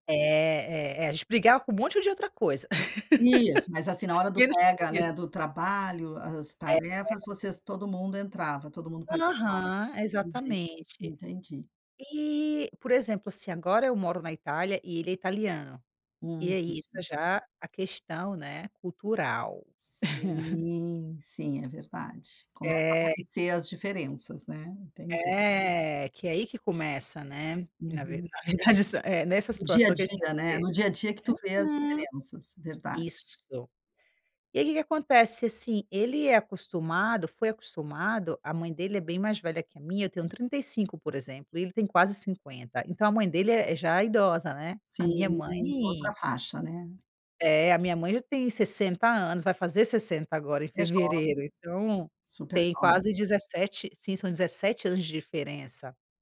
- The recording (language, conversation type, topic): Portuguese, advice, Como posso lidar com discussões frequentes com meu cônjuge sobre as responsabilidades domésticas?
- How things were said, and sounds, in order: laugh; tapping; chuckle; laughing while speaking: "na verdade essa"